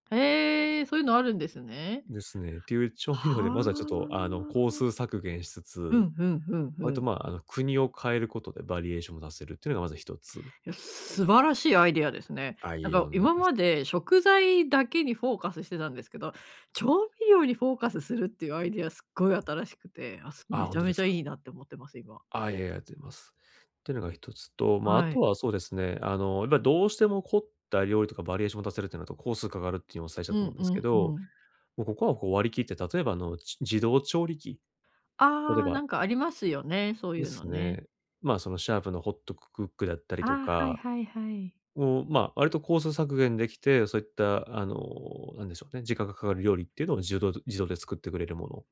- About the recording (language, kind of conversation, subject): Japanese, advice, 毎日の献立を素早く決めるにはどうすればいいですか？
- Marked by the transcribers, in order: "ホットクック" said as "ホットククック"; "工数" said as "コース"